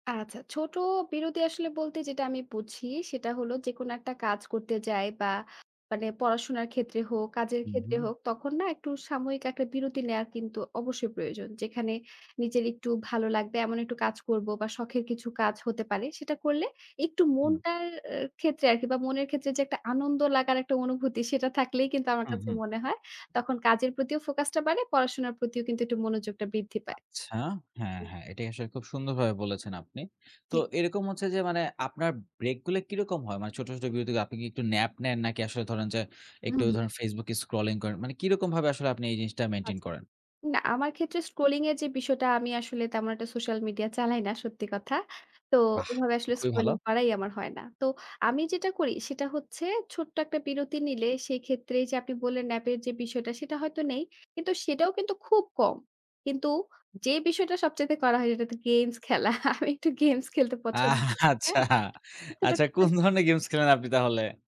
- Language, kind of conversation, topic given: Bengali, podcast, ছোট বিরতি তোমার ফোকাসে কেমন প্রভাব ফেলে?
- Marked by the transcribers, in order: tapping; in English: "ন্যাপ"; in English: "মেইনটেইন"; in English: "ন্যাপ"; laughing while speaking: "খেলা। আমি একটু গেমস খেলতে পছন্দ করি"; chuckle; laughing while speaking: "আচ্ছা, আচ্ছা কোন ধরনের গেমস খেলেন আপনি তাহলে?"; unintelligible speech